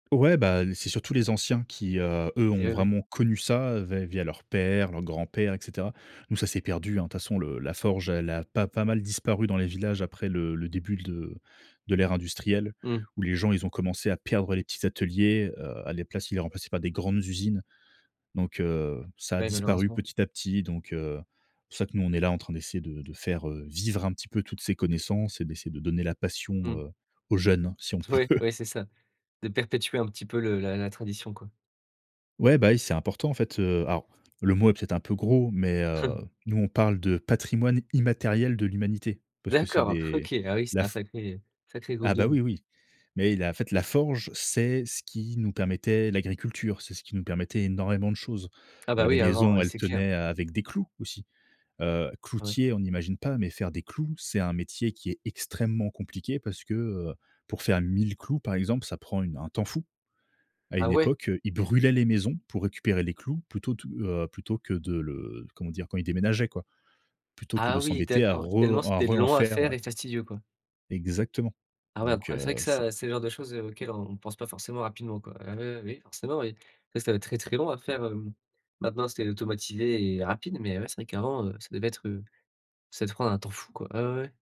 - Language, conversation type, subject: French, podcast, Peux-tu me parler d’un loisir qui te passionne ?
- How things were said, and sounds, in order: stressed: "connu"; stressed: "perdre"; stressed: "vivre"; laughing while speaking: "peut"; chuckle; stressed: "immatériel"; stressed: "brûlaient"